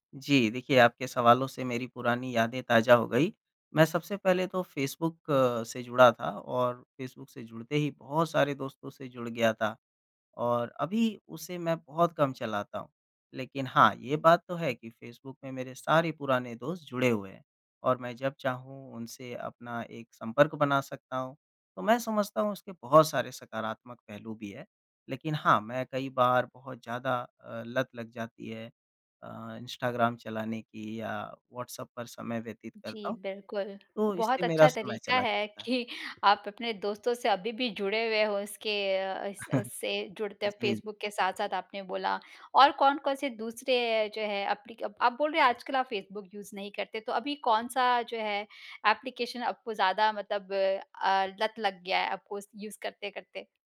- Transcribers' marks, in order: laughing while speaking: "कि"; chuckle; in English: "यूज़"; in English: "एप्लीकेशन"; in English: "यूज़"
- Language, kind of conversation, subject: Hindi, podcast, सोशल मीडिया ने आपके स्टाइल को कैसे बदला है?